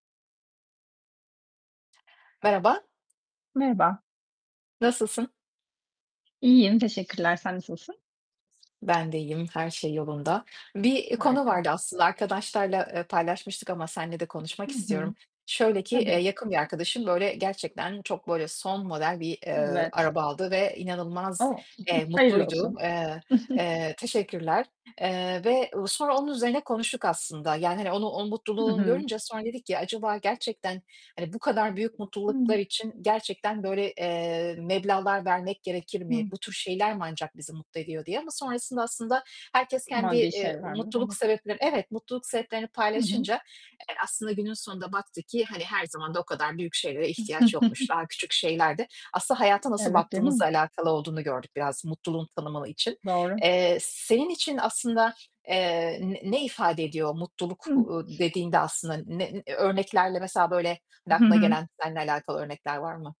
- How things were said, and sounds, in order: other background noise; tapping; distorted speech; giggle; unintelligible speech; giggle
- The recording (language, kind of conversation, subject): Turkish, unstructured, Günlük yaşamda küçük mutluluklar sizin için ne ifade ediyor?